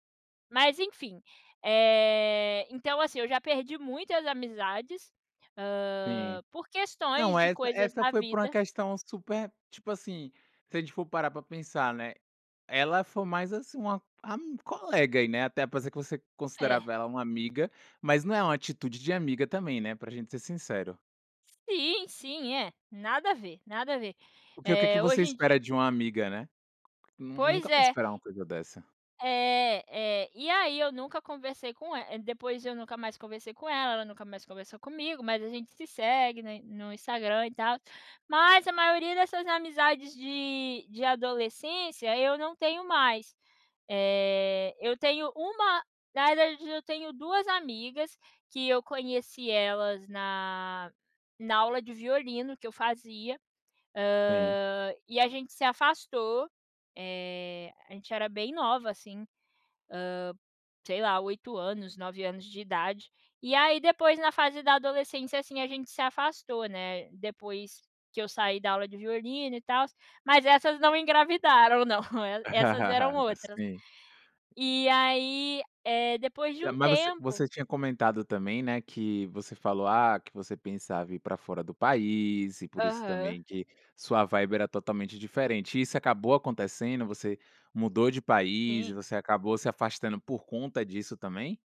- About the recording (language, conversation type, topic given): Portuguese, podcast, Como reatar amizades que esfriaram com o tempo?
- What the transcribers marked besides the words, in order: laugh; giggle